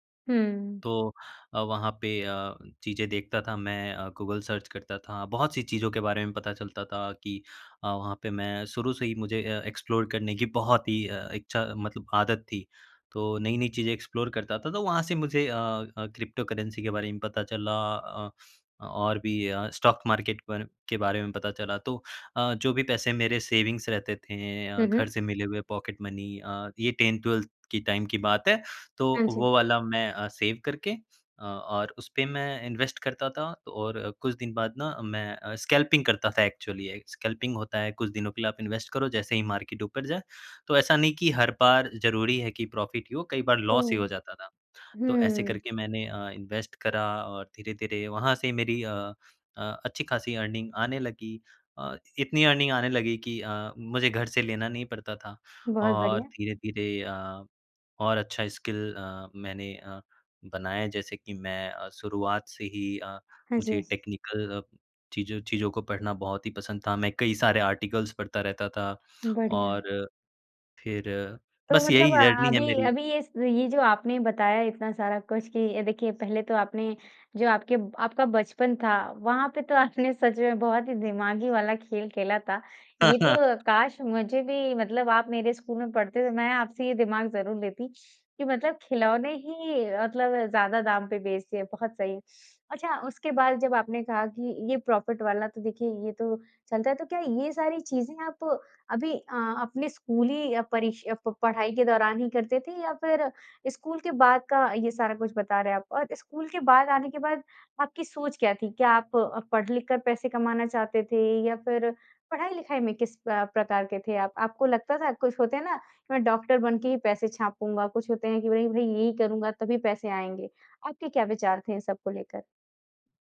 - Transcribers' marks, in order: in English: "सर्च"; in English: "एक्सप्लोर"; in English: "एक्सप्लोर"; in English: "क्रिप्टोकरेंसी"; in English: "स्टॉक मार्केट"; in English: "सेविंग"; in English: "पॉकेट मनी"; in English: "टेंथ ट्वेल्थ"; in English: "टाइम"; in English: "सेव"; in English: "इन्वेस्ट"; in English: "स्कैल्पिंग"; in English: "एक्चुअली"; in English: "स्कल्पिंग"; in English: "इन्वेस्ट"; in English: "मार्केट"; in English: "प्रॉफ़िट"; in English: "लॉस"; in English: "इन्वेस्ट"; in English: "अर्निंग"; in English: "अर्निंग"; in English: "स्किल"; in English: "टेक्निकल"; in English: "आर्टिकल्स"; in English: "जर्नी"; laugh; in English: "प्रॉफ़िट"
- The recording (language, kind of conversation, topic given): Hindi, podcast, किस कौशल ने आपको कमाई का रास्ता दिखाया?